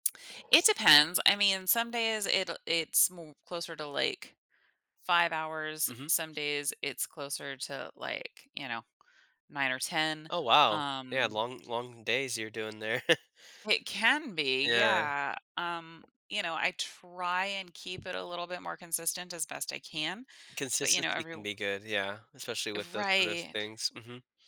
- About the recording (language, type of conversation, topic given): English, advice, How can I set boundaries and manage my time so work doesn't overrun my personal life?
- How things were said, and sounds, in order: other background noise; chuckle; tapping